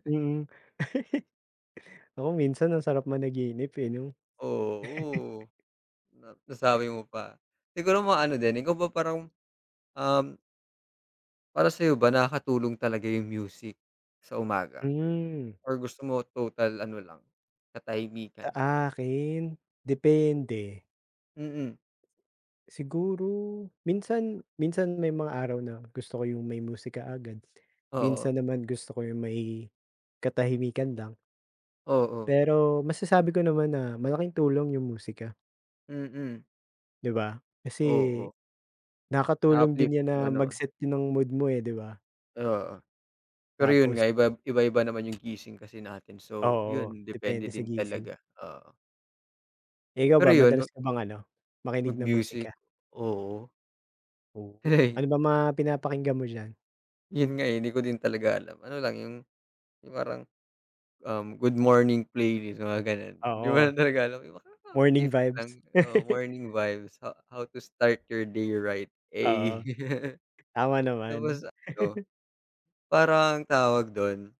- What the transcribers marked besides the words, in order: chuckle; drawn out: "Oo"; chuckle; other background noise; tapping; chuckle; chuckle; in English: "how to start your day right"; chuckle; laugh
- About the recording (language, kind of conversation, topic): Filipino, unstructured, Ano ang madalas mong gawin tuwing umaga para maging mas produktibo?